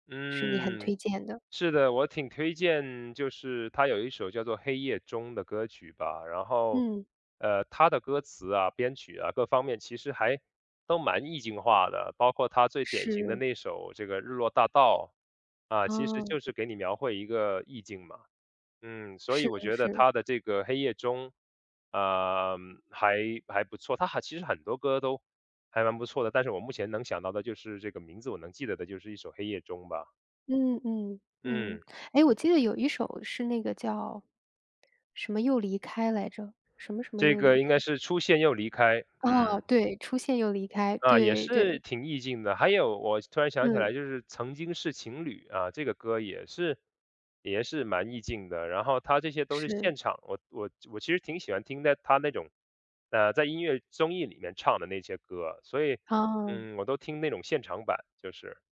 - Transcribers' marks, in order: none
- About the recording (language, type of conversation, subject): Chinese, podcast, 有哪些人或事影响了你现在的音乐口味？